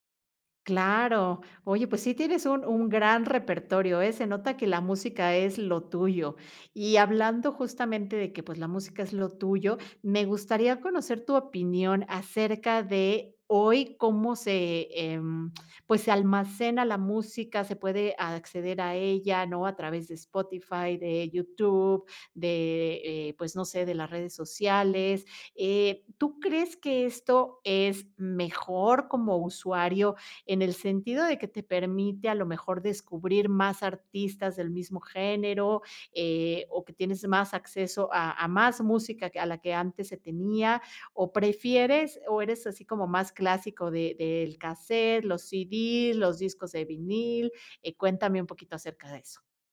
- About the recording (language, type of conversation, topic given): Spanish, podcast, ¿Qué canción te conecta con tu cultura?
- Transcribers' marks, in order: none